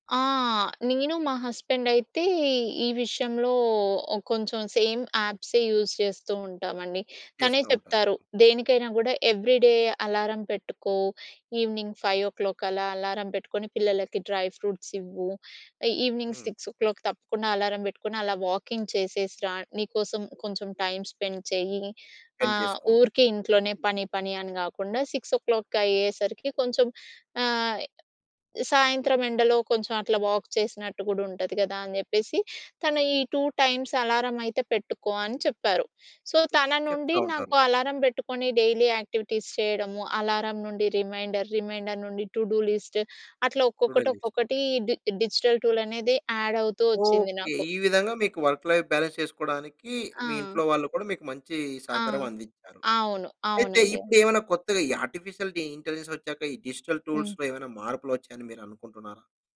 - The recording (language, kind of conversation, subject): Telugu, podcast, వర్క్-లైఫ్ బ్యాలెన్స్ కోసం డిజిటల్ టూల్స్ ఎలా సహాయ పడతాయి?
- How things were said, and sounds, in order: in English: "హస్బెండ్"; in English: "సేమ్ యాప్సే యూస్"; in English: "ఎవ్రి డే"; in English: "ఈవెనింగ్ ఫైవ్ ఓ క్లాక్"; in English: "డ్రై ఫ్రూట్స్"; in English: "ఈవెనింగ్ సిక్స్ ఓ క్లాక్"; in English: "వాకింగ్"; in English: "స్పెండ్"; in English: "సెండ్"; in English: "వాక్"; in English: "టూ టైమ్స్"; in English: "సో"; in English: "డైలీ యాక్టివిటీస్"; in English: "రిమైండర్, రిమైండర్"; in English: "టూ డూ లిస్ట్"; in English: "టుడే లిస్ట్"; in English: "డి డిజిటల్ టూల్"; in English: "యాడ్"; in English: "వర్క్ లైఫ్ బాలన్స్"; in English: "ఆర్టిఫిషియల్ ఇ ఇంటెలిజెన్స్"; in English: "డిజిటల్ టూల్స్‌లో"